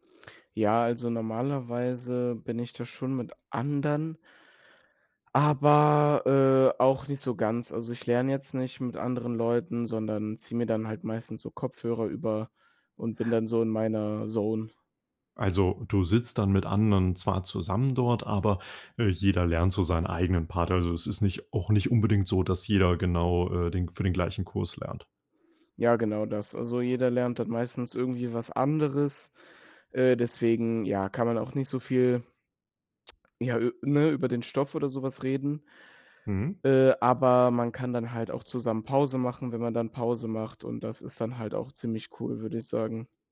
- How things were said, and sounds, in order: put-on voice: "Zone"; in English: "Zone"; tsk; other background noise
- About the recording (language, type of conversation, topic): German, podcast, Wie findest du im Alltag Zeit zum Lernen?